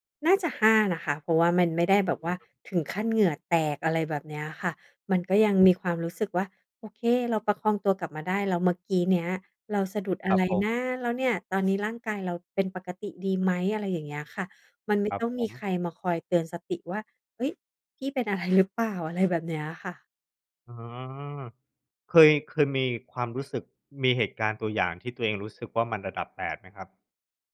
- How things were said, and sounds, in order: none
- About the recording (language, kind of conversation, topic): Thai, advice, ทำไมฉันถึงมีอาการใจสั่นและตื่นตระหนกในสถานการณ์ที่ไม่คาดคิด?